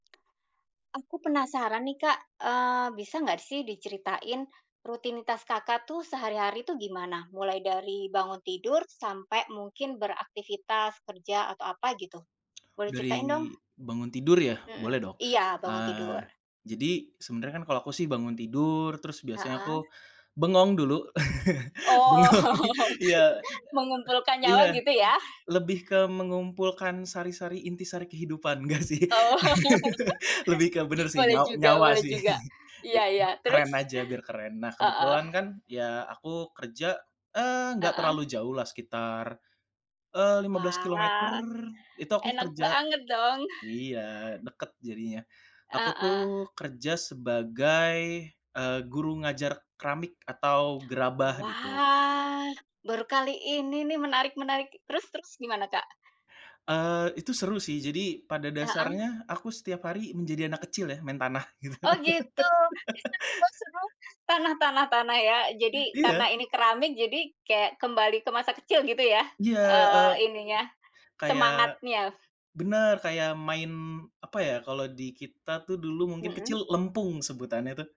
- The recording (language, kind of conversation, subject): Indonesian, podcast, Bagaimana kamu menjaga konsistensi berkarya setiap hari?
- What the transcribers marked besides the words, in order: laughing while speaking: "Oh"; laugh; laughing while speaking: "Bengong"; laugh; laughing while speaking: "enggak sih"; laughing while speaking: "Oh"; laugh; chuckle; drawn out: "Wah"; laugh